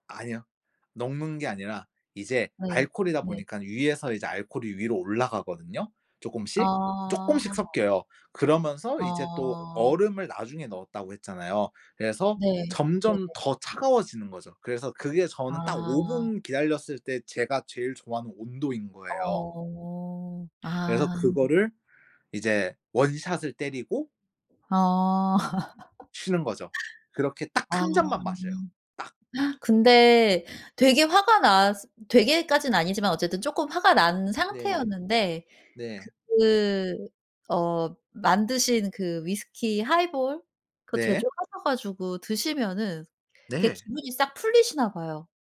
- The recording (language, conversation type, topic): Korean, podcast, 솔직히 화가 났을 때는 어떻게 해요?
- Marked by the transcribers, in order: other noise; in English: "원"; laugh; gasp; tapping